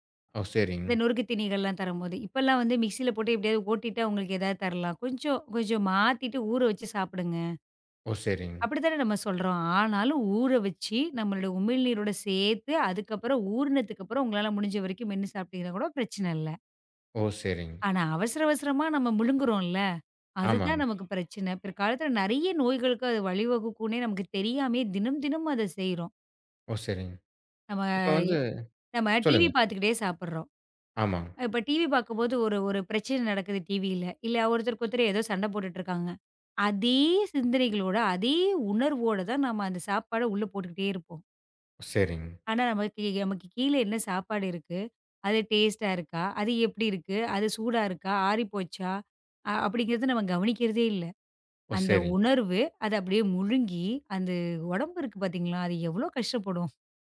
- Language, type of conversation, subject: Tamil, podcast, நிதானமாக சாப்பிடுவதால் கிடைக்கும் மெய்நுணர்வு நன்மைகள் என்ன?
- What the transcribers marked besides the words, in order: in English: "மிக்ஸி"; in English: "டிவி"; in English: "டிவி"; in English: "டேஸ்டா"; sad: "அந்த உடம்பு இருக்கு பாத்தீங்களா, அது எவ்வளவு கஷ்டப்படும்"